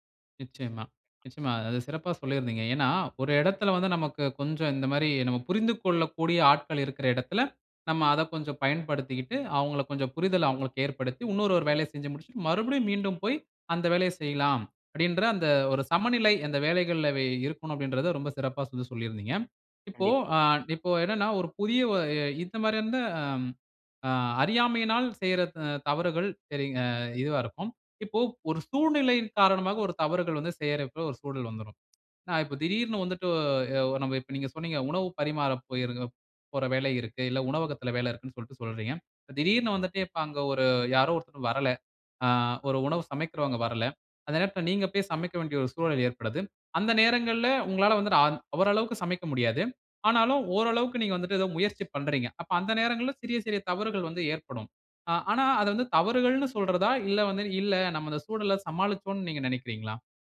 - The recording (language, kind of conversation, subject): Tamil, podcast, அடுத்த முறை அதே தவறு மீண்டும் நடக்காமல் இருக்க நீங்கள் என்ன மாற்றங்களைச் செய்தீர்கள்?
- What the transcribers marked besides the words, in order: other noise